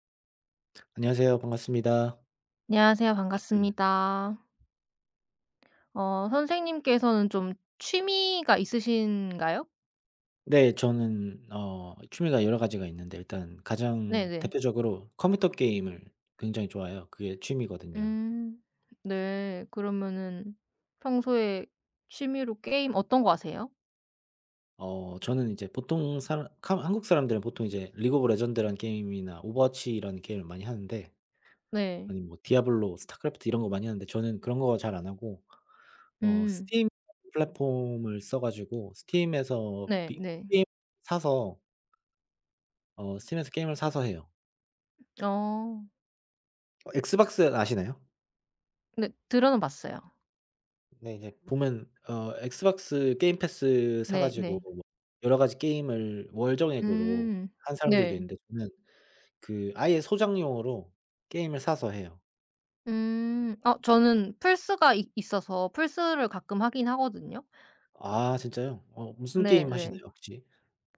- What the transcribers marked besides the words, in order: throat clearing; unintelligible speech; other background noise; unintelligible speech; tapping
- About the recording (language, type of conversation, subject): Korean, unstructured, 기분 전환할 때 추천하고 싶은 취미가 있나요?